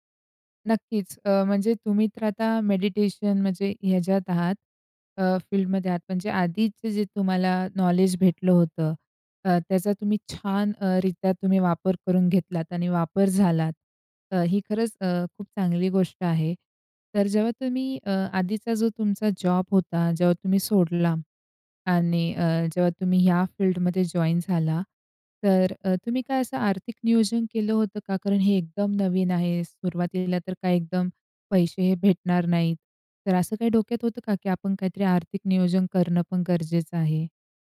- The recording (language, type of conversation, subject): Marathi, podcast, करिअर बदलायचं असलेल्या व्यक्तीला तुम्ही काय सल्ला द्याल?
- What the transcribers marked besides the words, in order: in English: "नॉलेज"; in English: "जॉइन"